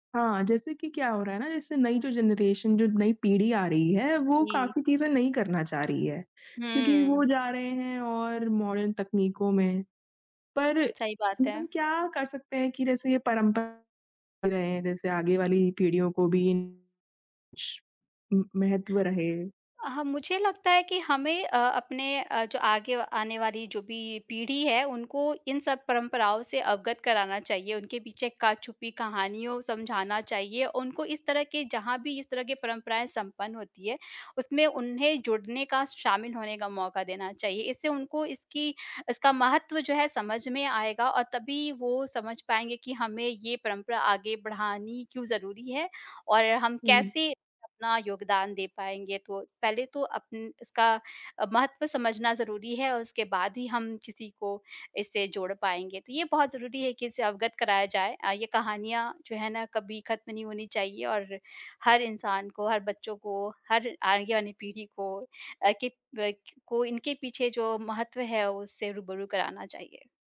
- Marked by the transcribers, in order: in English: "जनरेशन"; tapping; in English: "मॉडर्न"; unintelligible speech
- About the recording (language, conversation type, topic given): Hindi, podcast, बचपन में आपके घर की कौन‑सी परंपरा का नाम आते ही आपको तुरंत याद आ जाती है?